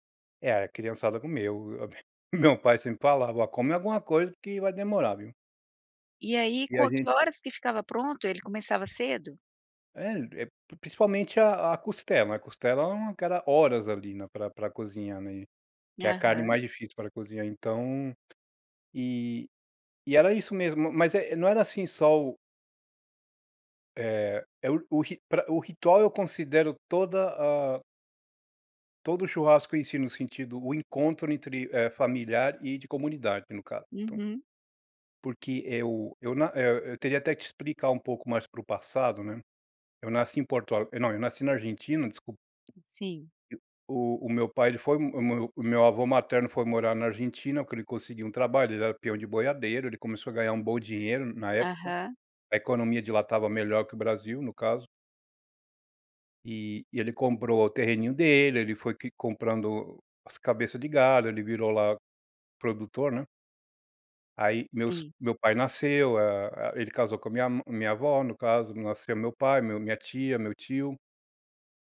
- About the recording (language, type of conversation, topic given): Portuguese, podcast, Qual era um ritual à mesa na sua infância?
- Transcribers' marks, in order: tapping; other background noise